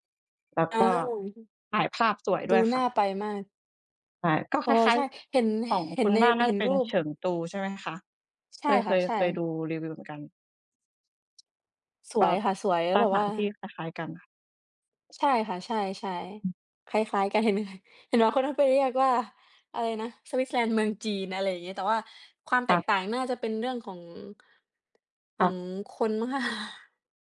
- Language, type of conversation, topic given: Thai, unstructured, คุณเคยมีประสบการณ์สนุกๆ กับครอบครัวไหม?
- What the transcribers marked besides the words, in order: tapping; laughing while speaking: "ด้วย"; chuckle